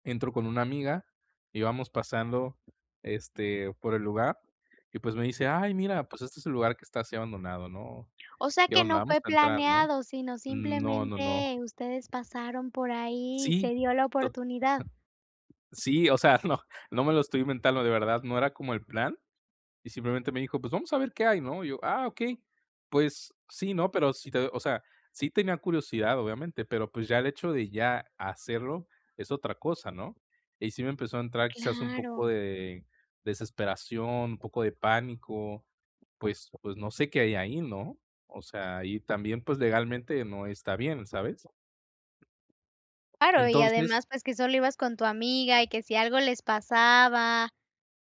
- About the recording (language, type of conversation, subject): Spanish, advice, ¿Cómo puedo manejar la ansiedad al explorar lugares nuevos?
- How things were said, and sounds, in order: other background noise; tapping; chuckle; laughing while speaking: "no"